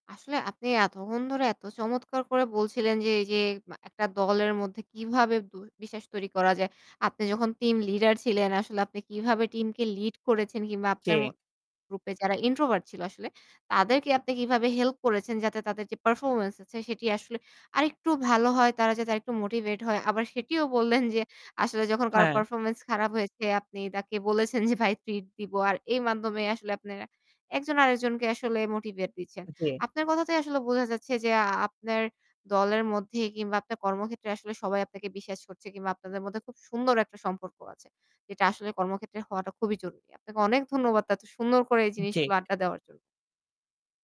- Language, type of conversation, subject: Bengali, podcast, আপনি কীভাবে একটি দলের মধ্যে বিশ্বাস তৈরি করেন?
- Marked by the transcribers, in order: static; laughing while speaking: "বললেন যে"; tapping; "মাধ্যমে" said as "মাদ্দমে"